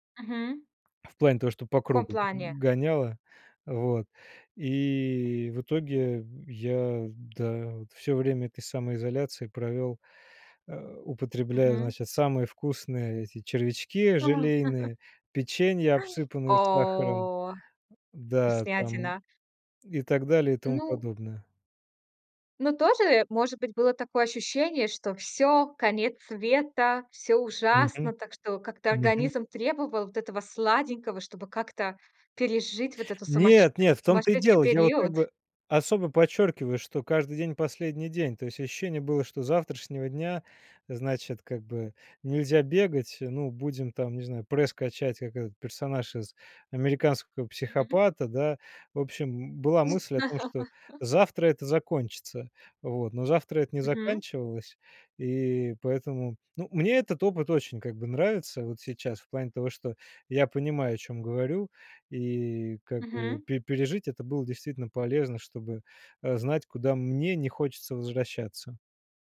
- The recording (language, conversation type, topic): Russian, podcast, Что помогает тебе есть меньше сладкого?
- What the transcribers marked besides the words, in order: laugh; laugh